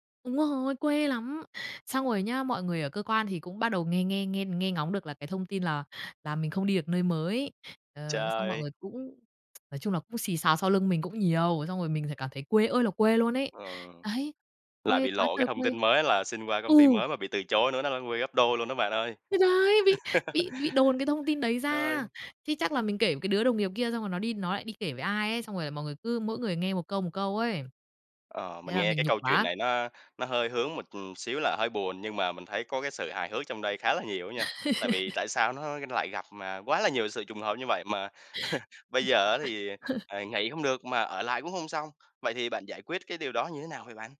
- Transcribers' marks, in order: other background noise; chuckle; laugh; chuckle
- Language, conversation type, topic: Vietnamese, podcast, Bạn đã vượt qua và hồi phục như thế nào sau một thất bại lớn?